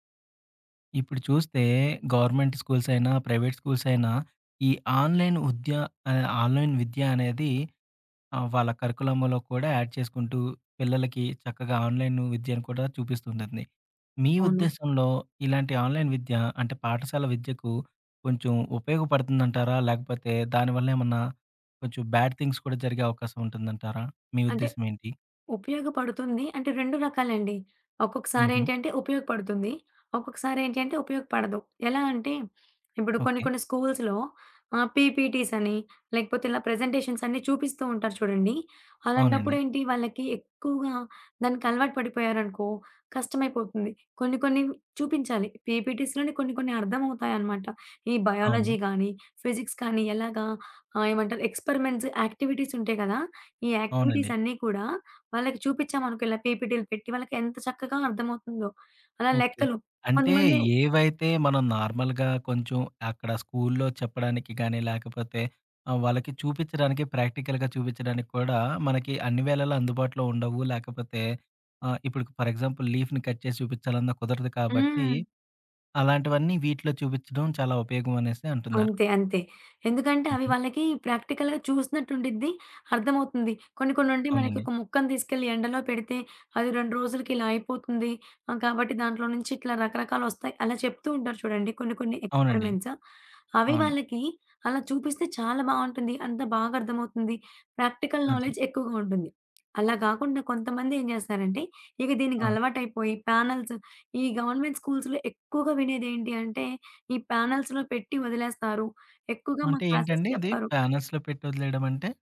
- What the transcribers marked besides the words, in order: in English: "గవర్నమెంట్ స్కూల్స్"; in English: "ప్రైవేట్ స్కూల్స్"; in English: "ఆన్‌లైన్"; in English: "ఆన్‌లైన్"; in English: "కరిక్యులమ్‌లో"; in English: "యాడ్"; in English: "ఆన్‌లైన్"; in English: "బ్యాడ్ థింగ్స్"; in English: "స్కూల్స్‌లో"; in English: "ప్రెజెంటేషన్స్"; other background noise; in English: "పీపీటీస్‌లోని"; in English: "బయాలజీ"; in English: "ఫిజిక్స్"; in English: "ఎక్స్పరిమెంట్స్"; in English: "నార్మల్‌గా"; in English: "ప్రాక్టికల్‌గా"; in English: "ఫర్ ఎగ్జాంపుల్ లీఫ్‌ని కట్"; in English: "ప్రాక్టికల్‌గా"; in English: "ఎక్స్పరిమెంట్స్"; in English: "ప్రాక్టికల్ నాలెడ్జ్"; tapping; in English: "ప్యానెల్స్"; in English: "గవర్నమెంట్ స్కూల్స్‌లో"; in English: "ప్యానెల్స్‌లో"; in English: "క్లాసెస్"; in English: "ప్యానెల్స్‌లో"
- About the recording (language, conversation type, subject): Telugu, podcast, ఆన్‌లైన్ నేర్చుకోవడం పాఠశాల విద్యను ఎలా మెరుగుపరచగలదని మీరు భావిస్తారు?